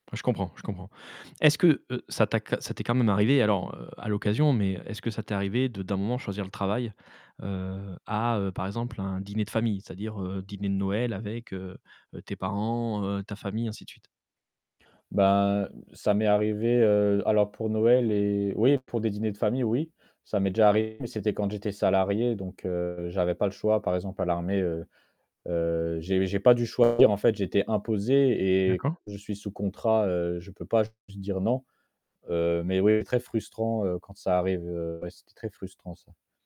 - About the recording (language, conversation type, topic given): French, podcast, Comment trouves-tu l’équilibre entre l’ambition et la vie personnelle ?
- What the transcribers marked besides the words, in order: static; distorted speech